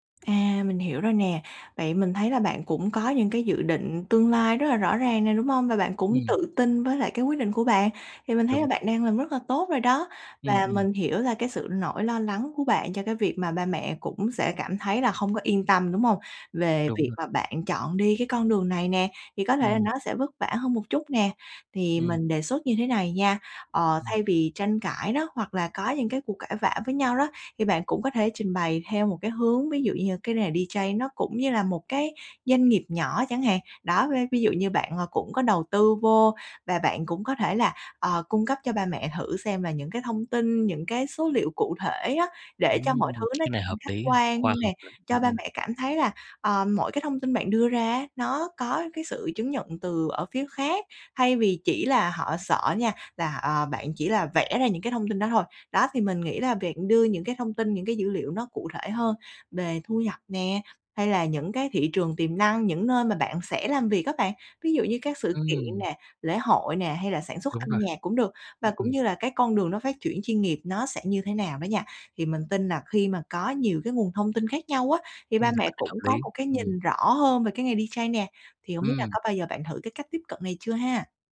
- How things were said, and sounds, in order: in English: "D-J"; tapping; in English: "D-J"
- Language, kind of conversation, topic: Vietnamese, advice, Làm thế nào để nói chuyện với gia đình khi họ phê bình quyết định chọn nghề hoặc việc học của bạn?